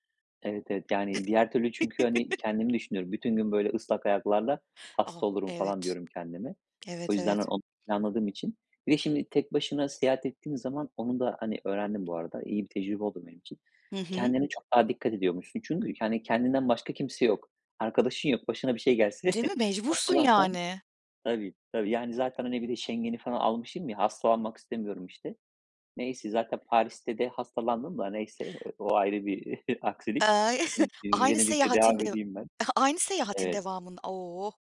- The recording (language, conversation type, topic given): Turkish, podcast, Seyahatte başına gelen en komik aksilik neydi, anlatır mısın?
- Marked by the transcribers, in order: chuckle; tapping; laughing while speaking: "gelse"; chuckle; chuckle; laughing while speaking: "bir"; chuckle; drawn out: "Oh"